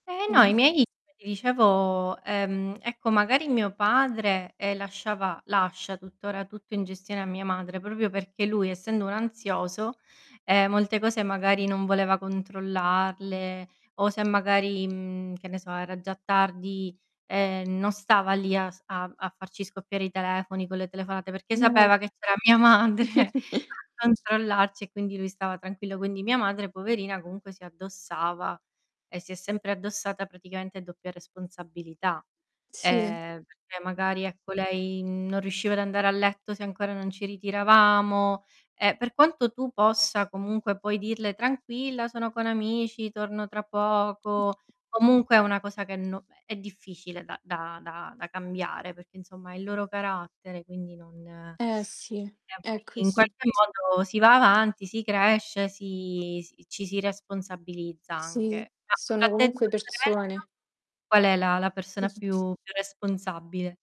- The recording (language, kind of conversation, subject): Italian, unstructured, Come descriveresti il tuo rapporto con la tua famiglia?
- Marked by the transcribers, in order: other background noise; unintelligible speech; distorted speech; "proprio" said as "propio"; chuckle; laughing while speaking: "madre"; tapping; other noise; unintelligible speech; unintelligible speech